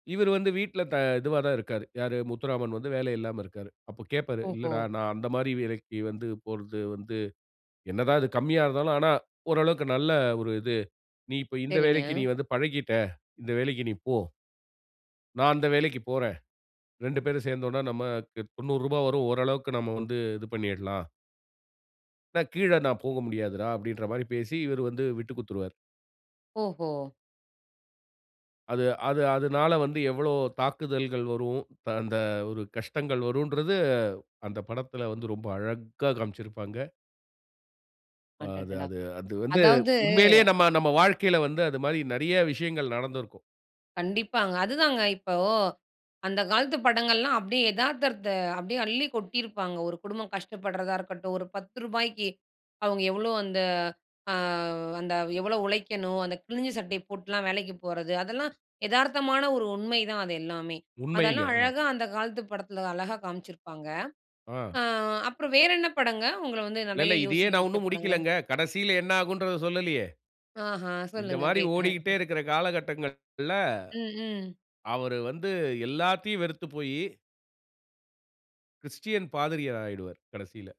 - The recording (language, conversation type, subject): Tamil, podcast, ஒரு திரைப்படம் உங்களை சிந்திக்க வைத்ததா?
- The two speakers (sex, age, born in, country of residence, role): female, 35-39, India, India, host; male, 45-49, India, India, guest
- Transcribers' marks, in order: surprised: "அழகா"; "எதார்த்தத்த" said as "எதார்த்தர்த"; laughing while speaking: "ஆஹ. சொல்லுங்க கேட்கறேன்"; "காலகட்டங்கள்ல" said as "காலகட்டங்க ல"